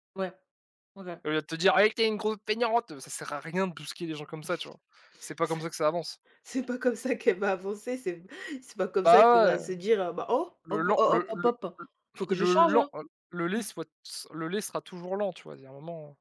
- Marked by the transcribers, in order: put-on voice: "Ouais, tu es une grosse feignante !"; "brusquer" said as "bousquer"; chuckle; laughing while speaking: "qu'elle va avancer"; chuckle; put-on voice: "faut que je change, hein"
- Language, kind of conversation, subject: French, unstructured, Penses-tu que la vérité doit toujours être dite, même si elle blesse ?